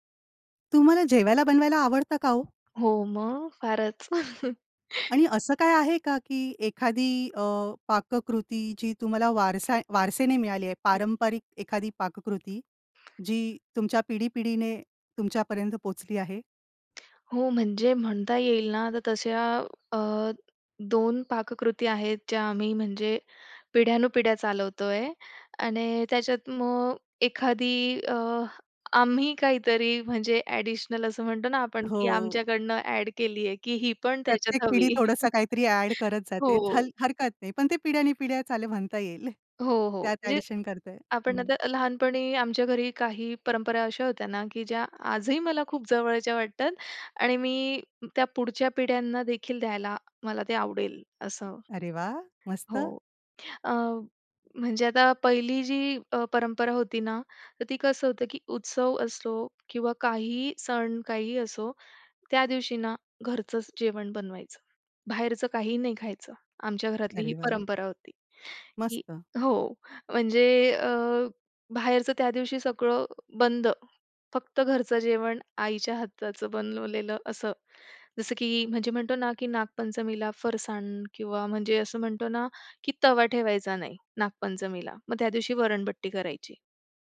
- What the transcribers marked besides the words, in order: tapping; chuckle; in English: "एडिशनल"; chuckle; chuckle; in English: "ॲडिशन"; other background noise
- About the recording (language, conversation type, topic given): Marathi, podcast, तुम्ही वारसा म्हणून पुढच्या पिढीस कोणती पारंपरिक पाककृती देत आहात?